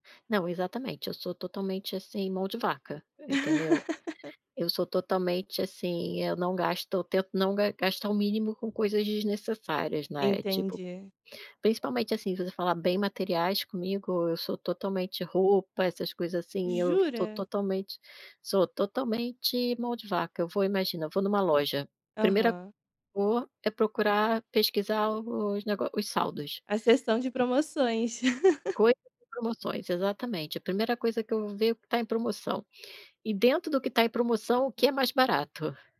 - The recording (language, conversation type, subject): Portuguese, podcast, Como você decide quando gastar e quando economizar dinheiro?
- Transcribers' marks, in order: laugh; other background noise; other noise; unintelligible speech; laugh